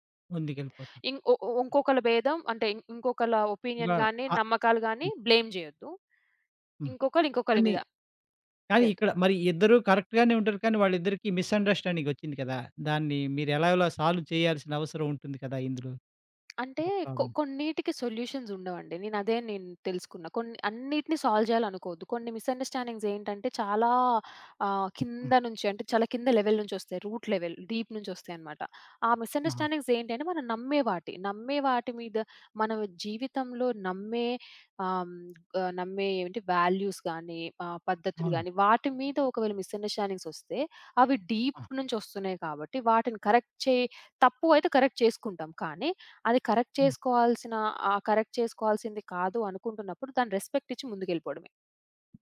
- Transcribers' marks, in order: other background noise; in English: "ఒపీనియన్‌గాని"; in English: "బ్లేమ్"; in English: "కరెక్ట్‌గానే"; in English: "మిసండర్‌స్టాండింగ్"; in English: "సాల్వ్"; tapping; in English: "సొల్యూషన్స్"; in English: "సాల్వ్"; in English: "మిసండర్‌స్టాండింగ్స్"; in English: "లెవెల్"; in English: "రూట్ లెవెల్ డిప్"; in English: "మిసండర్‌స్టాండింగ్స్"; lip smack; in English: "వాల్యూస్"; in English: "డిప్"; in English: "కరెక్ట్"; in English: "కరెక్ట్"; in English: "కరెక్ట్"; in English: "కరెక్ట్"; in English: "రెస్పెక్ట్"
- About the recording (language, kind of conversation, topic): Telugu, podcast, ఒకే మాటను ఇద్దరు వేర్వేరు అర్థాల్లో తీసుకున్నప్పుడు మీరు ఎలా స్పందిస్తారు?